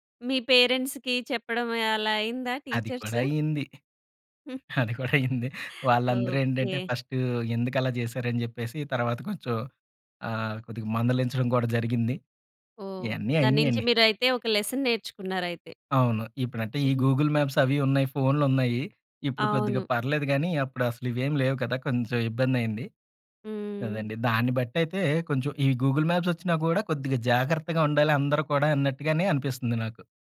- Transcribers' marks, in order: in English: "పేరెంట్స్‌కి"; in English: "టీచర్స్?"; laughing while speaking: "అది కూడా అయింది"; giggle; in English: "ఫస్ట్"; in English: "లెసన్"; in English: "గూగుల్ మ్యాప్స్"; in English: "గూగుల్ మాప్స్"
- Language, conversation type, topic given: Telugu, podcast, ప్రయాణంలో తప్పిపోయి మళ్లీ దారి కనిపెట్టిన క్షణం మీకు ఎలా అనిపించింది?